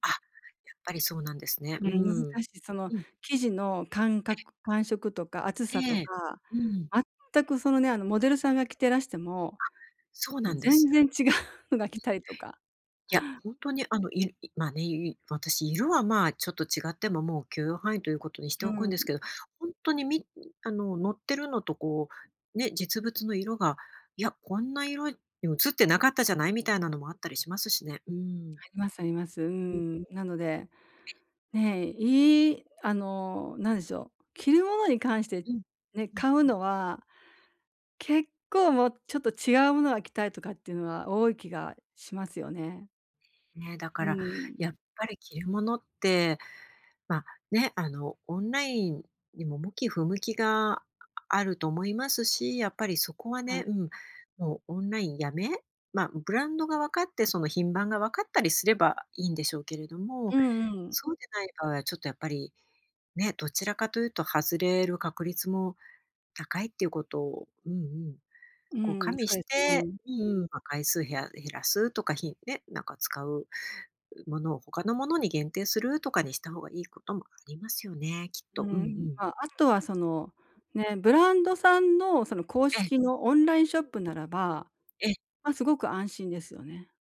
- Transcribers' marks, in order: laughing while speaking: "違うのが来たりとか"; other noise; tapping
- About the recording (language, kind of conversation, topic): Japanese, advice, オンラインでの買い物で失敗が多いのですが、どうすれば改善できますか？